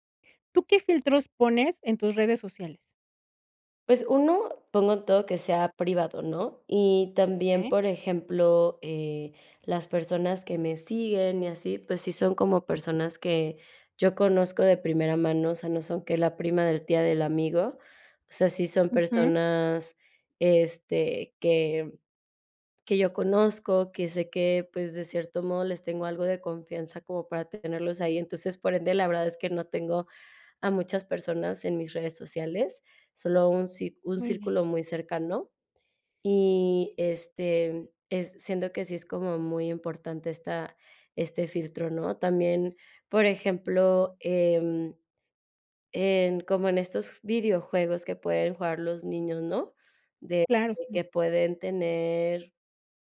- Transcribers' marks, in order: none
- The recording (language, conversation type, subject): Spanish, podcast, ¿Qué importancia le das a la privacidad en internet?